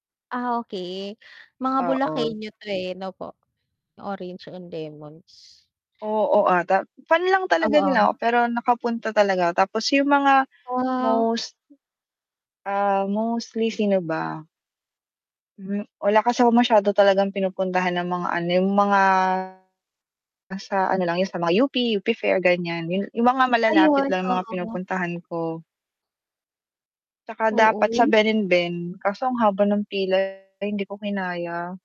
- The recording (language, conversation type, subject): Filipino, unstructured, Ano ang pinakatumatak na konsiyertong naranasan mo?
- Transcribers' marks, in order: mechanical hum; tapping; static; other background noise; distorted speech